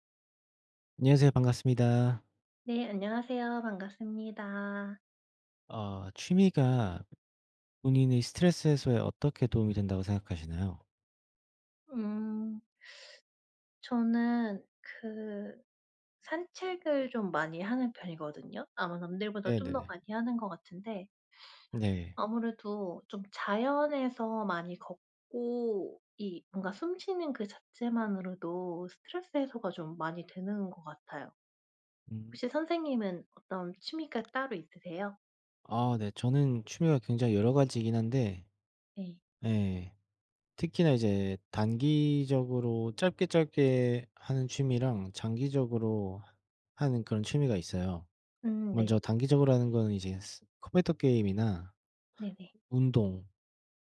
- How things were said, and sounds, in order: other background noise; teeth sucking; teeth sucking; tapping
- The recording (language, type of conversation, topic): Korean, unstructured, 취미가 스트레스 해소에 어떻게 도움이 되나요?